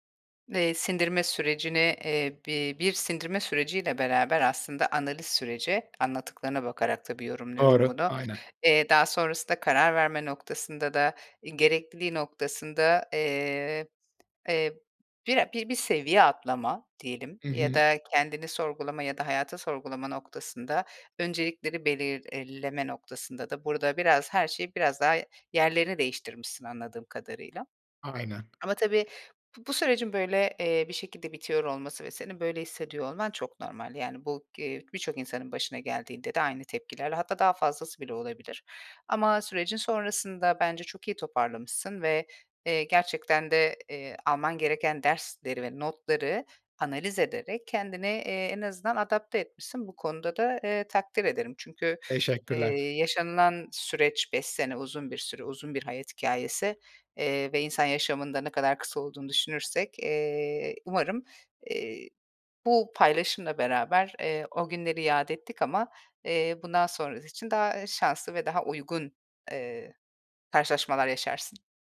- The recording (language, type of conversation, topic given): Turkish, advice, Uzun bir ilişkiden sonra yaşanan ani ayrılığı nasıl anlayıp kabullenebilirim?
- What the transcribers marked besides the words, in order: none